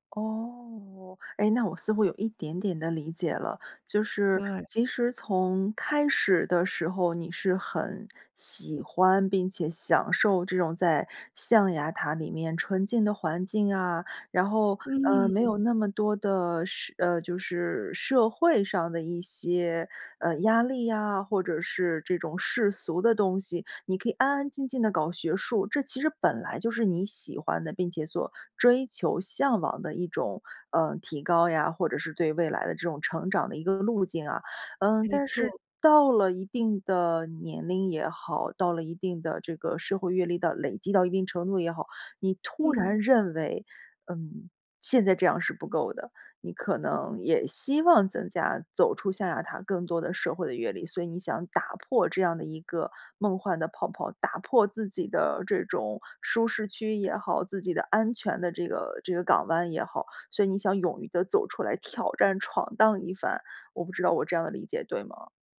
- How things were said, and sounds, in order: none
- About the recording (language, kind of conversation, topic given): Chinese, podcast, 你如何看待舒适区与成长？